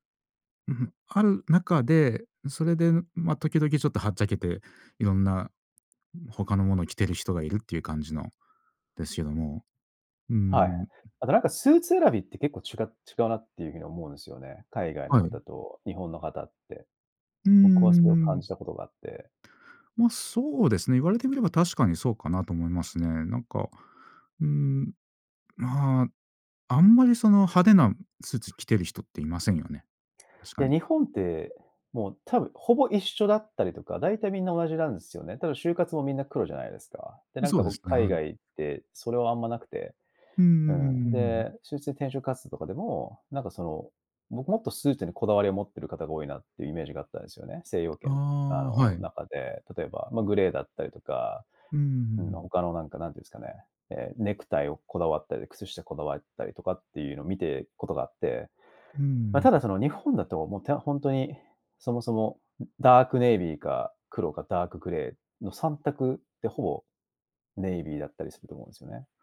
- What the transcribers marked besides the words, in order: tapping; other background noise
- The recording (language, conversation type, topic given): Japanese, podcast, 文化的背景は服選びに表れると思いますか？